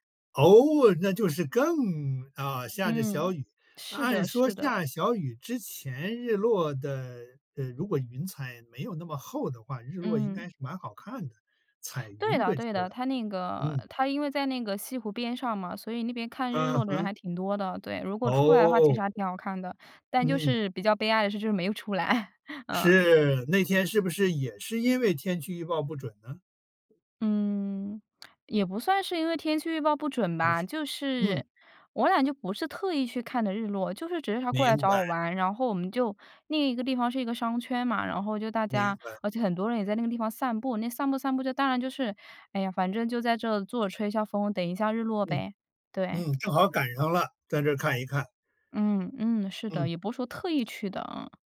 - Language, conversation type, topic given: Chinese, podcast, 你能分享一次看日出或日落时让你感动的回忆吗？
- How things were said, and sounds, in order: laughing while speaking: "来"; other background noise